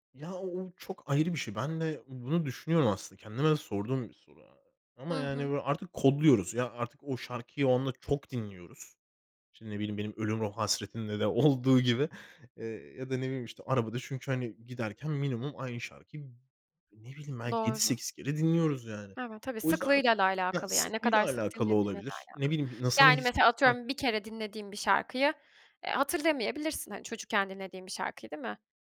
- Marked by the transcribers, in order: other background noise; laughing while speaking: "olduğu"
- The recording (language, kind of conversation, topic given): Turkish, podcast, Hangi şarkılar seni geçmişe götürür?